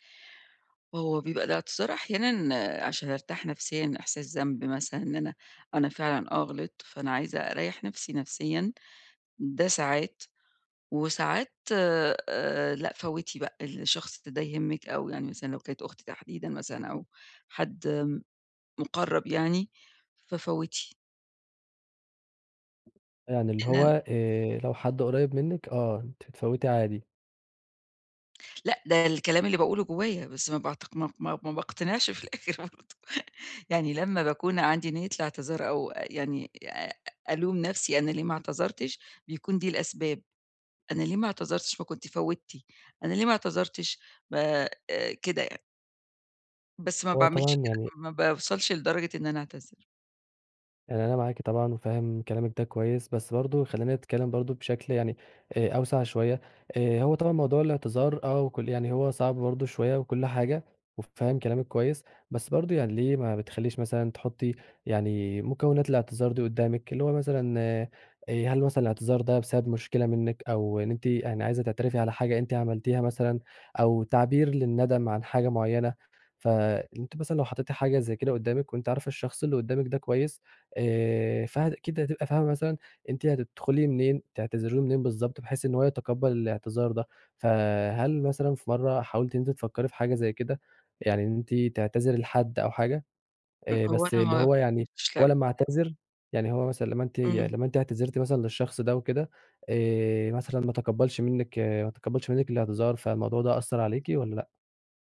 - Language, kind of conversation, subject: Arabic, advice, إزاي أقدر أعتذر بصدق وأنا حاسس بخجل أو خايف من رد فعل اللي قدامي؟
- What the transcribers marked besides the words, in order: laughing while speaking: "في الآخر برضه"; tapping; other noise; unintelligible speech